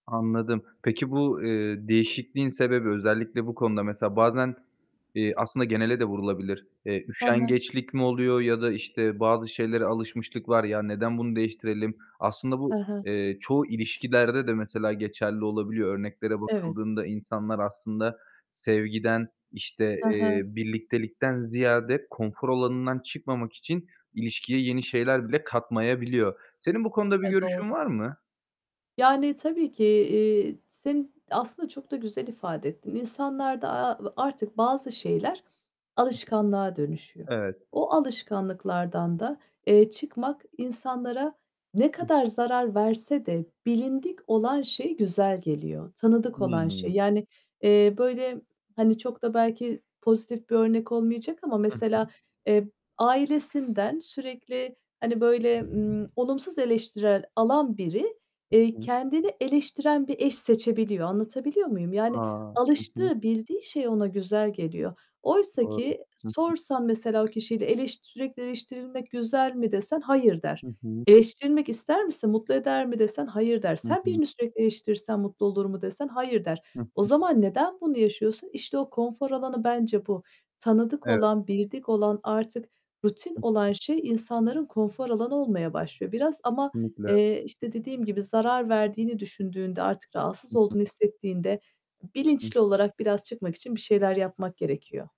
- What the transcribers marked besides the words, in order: static; tapping; distorted speech; other background noise
- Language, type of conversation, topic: Turkish, podcast, Konfor alanından çıkmak için hangi ilk adımı atarsın?